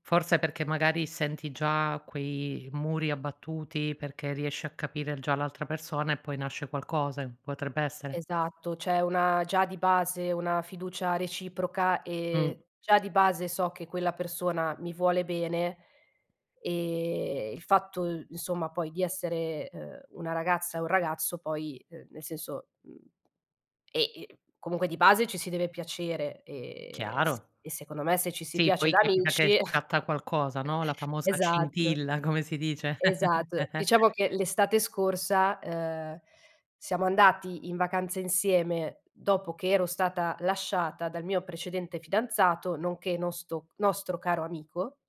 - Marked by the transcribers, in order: "qualcosa" said as "qualcose"; chuckle; laughing while speaking: "come si dice"; chuckle
- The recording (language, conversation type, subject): Italian, podcast, Come decidi se restare o lasciare una relazione?